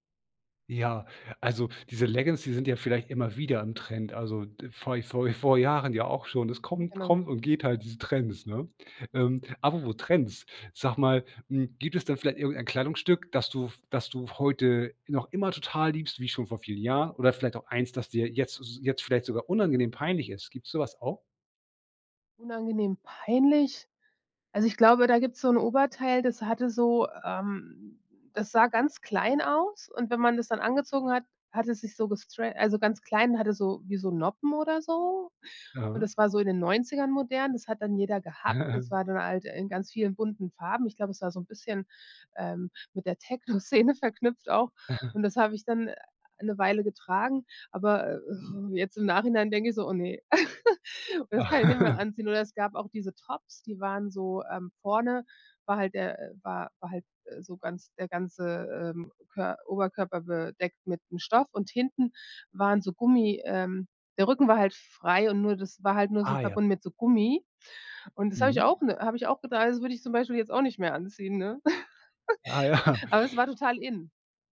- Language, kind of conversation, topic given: German, podcast, Wie hat sich dein Kleidungsstil über die Jahre verändert?
- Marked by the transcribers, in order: chuckle; laughing while speaking: "Szene verknüpft"; chuckle; other noise; chuckle; laugh; laughing while speaking: "ja"; giggle